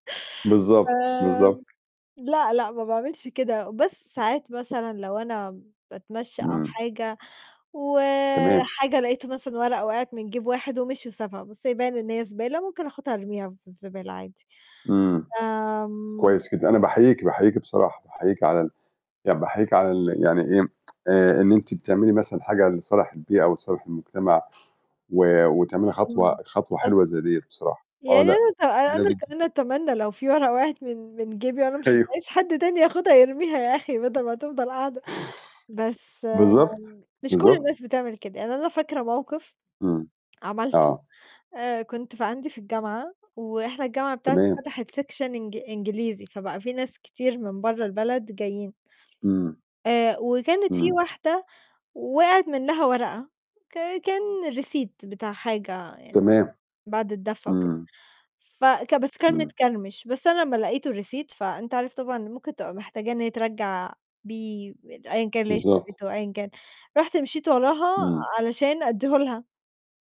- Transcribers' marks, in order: tapping; other background noise; static; tsk; in English: "section"; in English: "Receipt"; in English: "الReceipt"
- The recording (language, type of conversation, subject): Arabic, unstructured, إزاي نقدر نقلل التلوث في مدينتنا بشكل فعّال؟